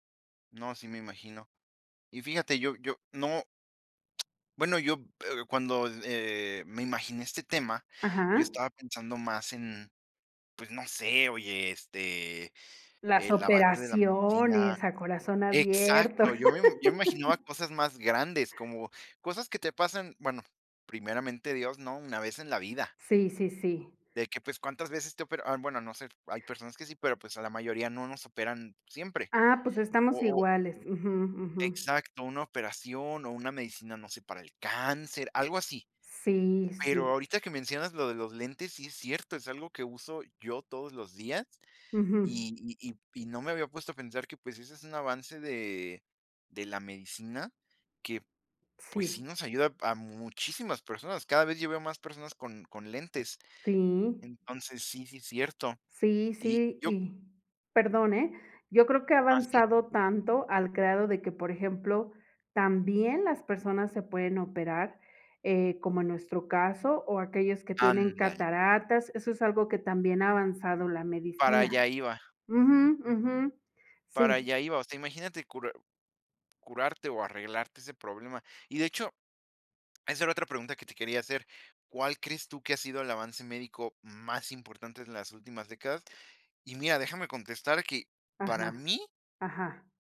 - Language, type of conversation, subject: Spanish, unstructured, ¿Cómo ha cambiado la vida con el avance de la medicina?
- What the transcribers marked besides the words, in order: lip smack; laugh; tapping; lip smack